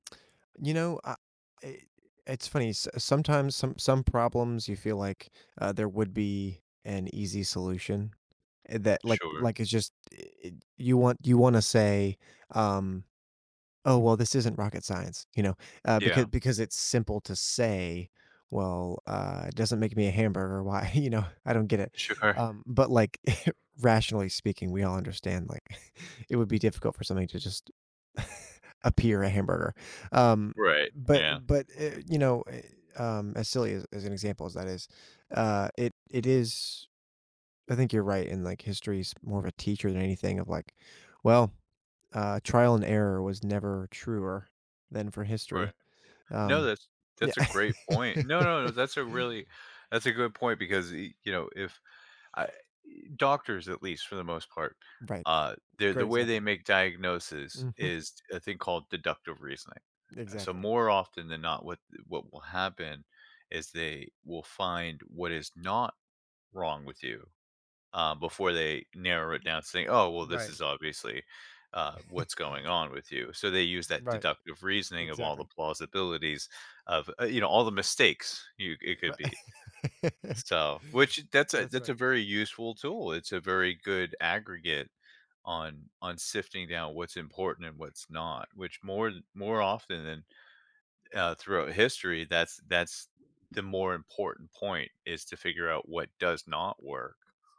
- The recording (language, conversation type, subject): English, unstructured, How does combining scientific and historical knowledge help us address modern challenges?
- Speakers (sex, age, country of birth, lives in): male, 30-34, United States, United States; male, 40-44, United States, United States
- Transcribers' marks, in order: laughing while speaking: "why, you know?"; chuckle; laughing while speaking: "like"; chuckle; chuckle; other background noise; laugh; tapping; chuckle; chuckle